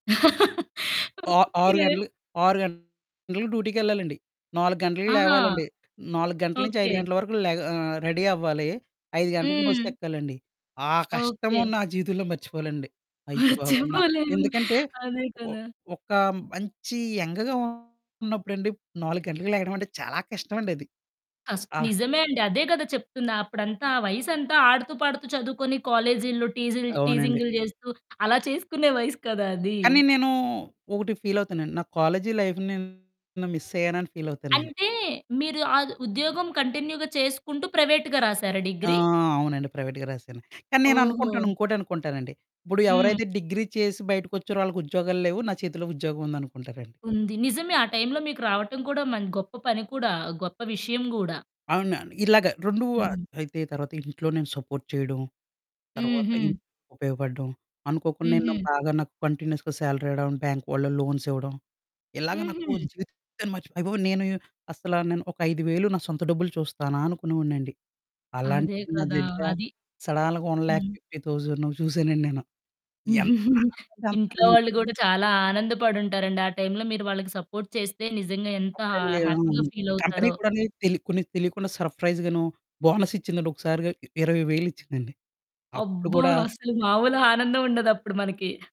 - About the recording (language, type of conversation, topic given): Telugu, podcast, మీ మొదటి ఉద్యోగం మీ జీవితాన్ని ఎలా మార్చింది?
- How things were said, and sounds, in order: laugh; distorted speech; in English: "రెడీ"; laughing while speaking: "మర్చిపోలేము. అదే కదా"; in English: "యంగ్‌గా"; in English: "లైఫ్‌ని"; in English: "కంటిన్యూ‌గా"; in English: "ప్రైవేట్‌గా"; in English: "ప్రైవేట్‌గా"; in English: "సపోర్ట్"; in English: "కంటిన్యూయస్‌గా సాలరీ"; in English: "లోన్స్"; in English: "సడాల్‌గ వన్ ల్యాక్ ఫిఫ్టీ థౌజన్"; giggle; in English: "సపోర్ట్"; static; in English: "హ హ్యాపీగా"; in English: "కంపెనీ"; in English: "సర్ప్రైజ్"; other background noise